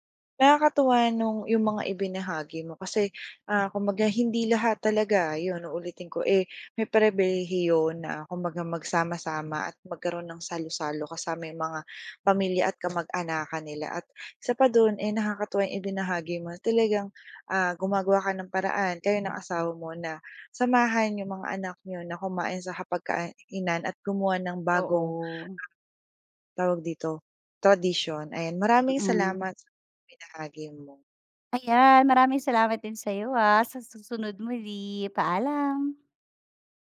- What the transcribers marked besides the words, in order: breath
- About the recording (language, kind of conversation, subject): Filipino, podcast, Ano ang kuwento sa likod ng paborito mong ulam sa pamilya?